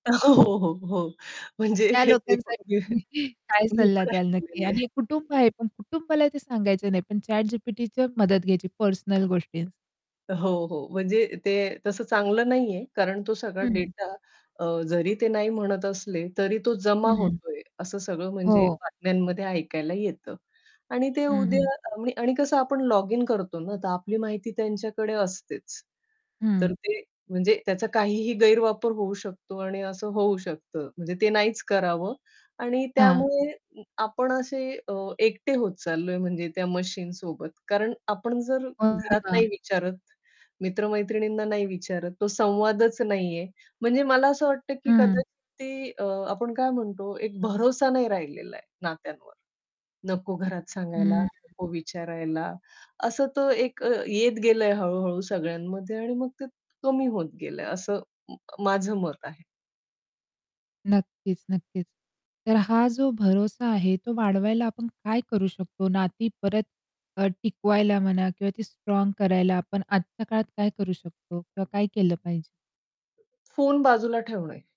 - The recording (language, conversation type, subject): Marathi, podcast, कुटुंबाचा पाठिंबा तुमच्यासाठी किती महत्त्वाचा आहे?
- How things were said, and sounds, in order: static; laughing while speaking: "हो, हो, हो"; chuckle; unintelligible speech; chuckle; laughing while speaking: "काय सल्ला द्याल नक्की"; distorted speech; other background noise; horn; unintelligible speech; tapping; other street noise